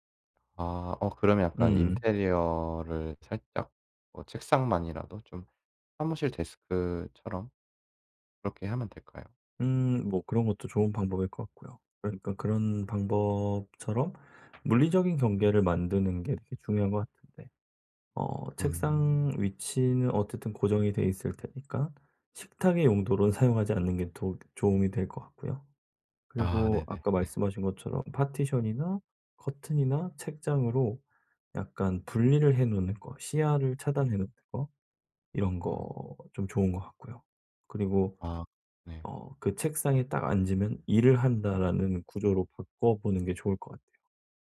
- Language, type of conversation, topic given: Korean, advice, 산만함을 줄이고 집중할 수 있는 환경을 어떻게 만들 수 있을까요?
- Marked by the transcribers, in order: tapping; laughing while speaking: "사용하지"; "도움" said as "조움"; laugh